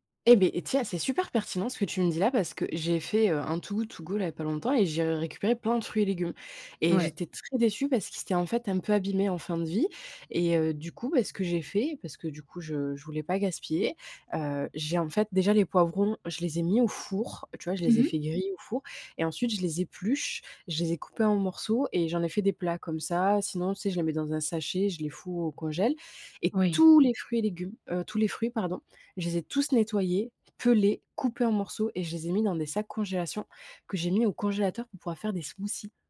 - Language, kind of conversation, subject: French, podcast, Comment gères-tu le gaspillage alimentaire chez toi ?
- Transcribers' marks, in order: other background noise; stressed: "tous"